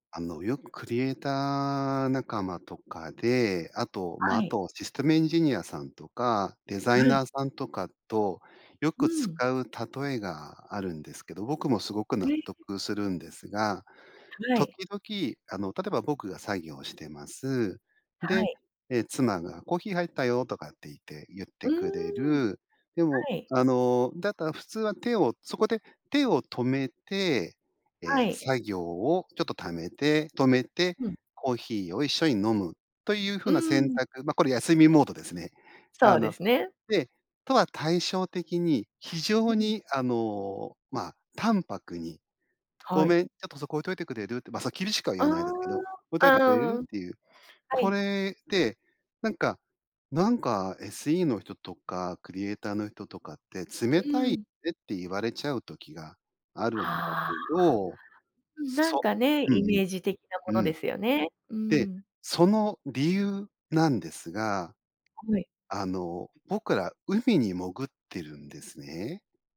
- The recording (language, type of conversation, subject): Japanese, podcast, 休むべきときと頑張るべきときは、どう判断すればいいですか？
- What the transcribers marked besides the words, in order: none